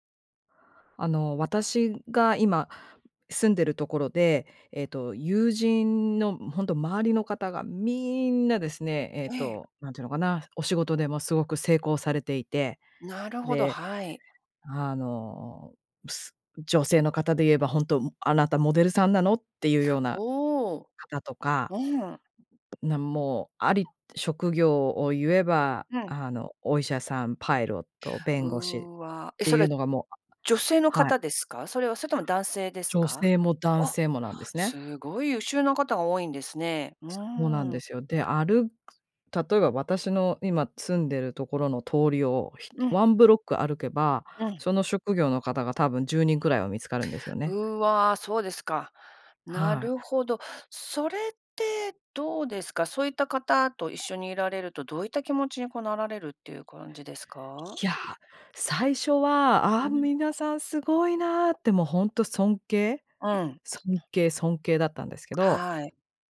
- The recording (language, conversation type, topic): Japanese, advice, 友人と生活を比べられて焦る気持ちをどう整理すればいいですか？
- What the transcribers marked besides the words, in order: tapping; other noise; other background noise